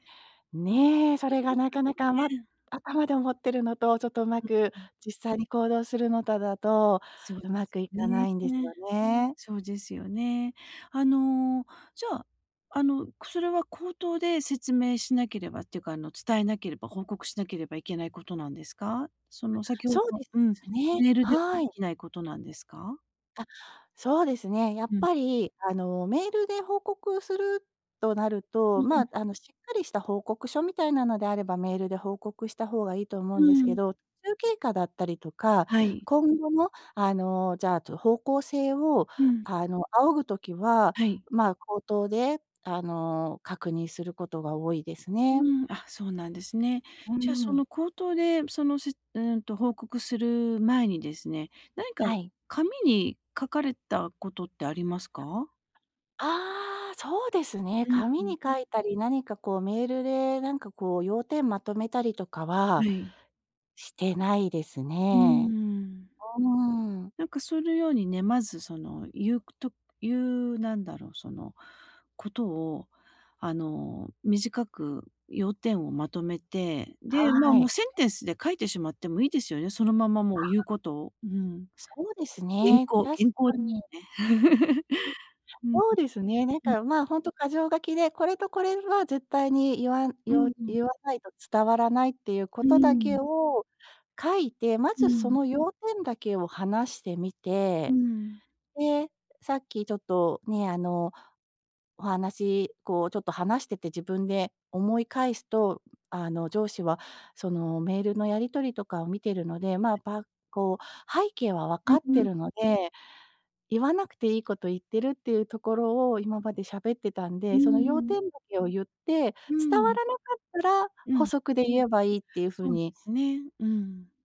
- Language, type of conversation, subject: Japanese, advice, 短時間で要点を明確に伝えるにはどうすればよいですか？
- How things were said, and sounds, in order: other background noise; unintelligible speech; unintelligible speech; unintelligible speech; chuckle